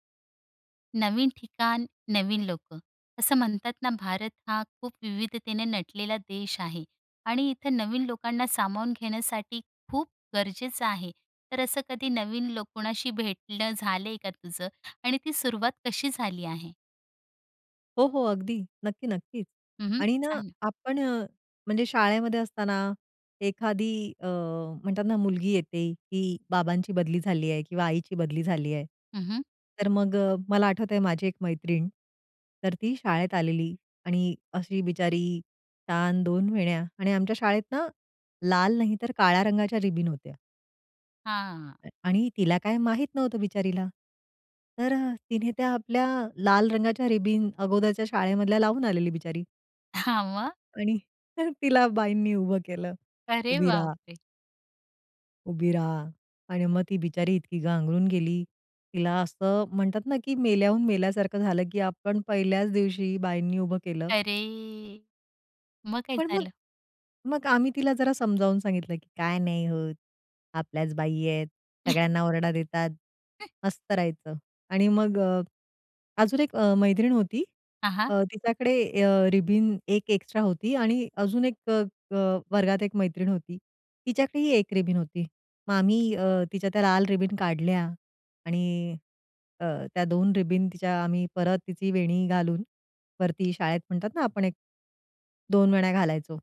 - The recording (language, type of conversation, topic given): Marathi, podcast, नवीन लोकांना सामावून घेण्यासाठी काय करायचे?
- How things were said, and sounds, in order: tapping; laughing while speaking: "हां"; laughing while speaking: "तर तिला बाईंनी उभं केलं"; laughing while speaking: "अरे बाप रे!"; drawn out: "अरे!"; put-on voice: "काय नाही होत, आपल्याच बाई आहेत, सगळ्यांना ओरडा देतात, मस्त राहायचं"; chuckle